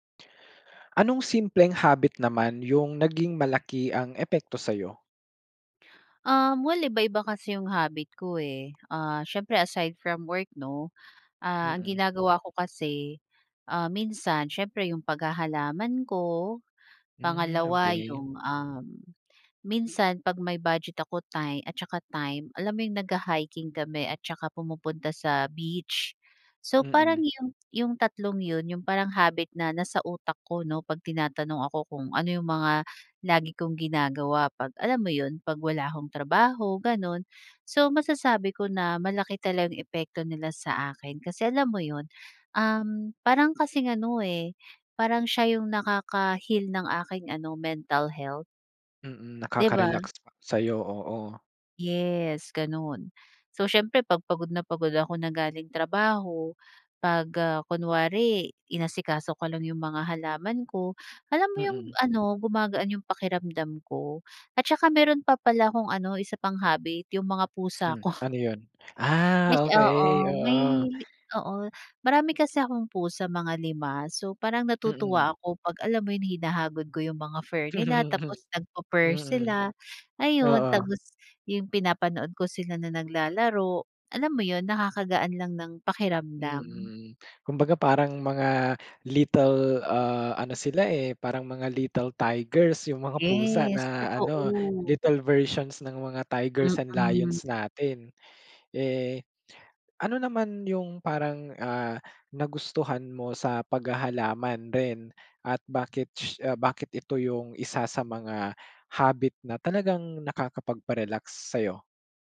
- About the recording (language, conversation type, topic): Filipino, podcast, Anong simpleng nakagawian ang may pinakamalaking epekto sa iyo?
- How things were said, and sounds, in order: laughing while speaking: "ko"; chuckle